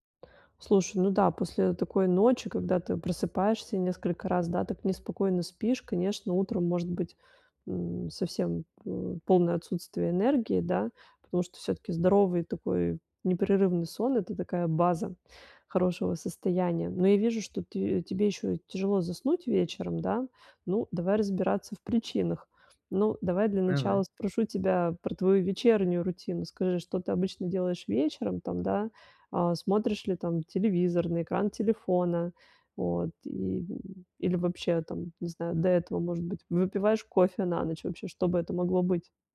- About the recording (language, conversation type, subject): Russian, advice, Как мне просыпаться бодрее и побороть утреннюю вялость?
- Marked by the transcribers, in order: none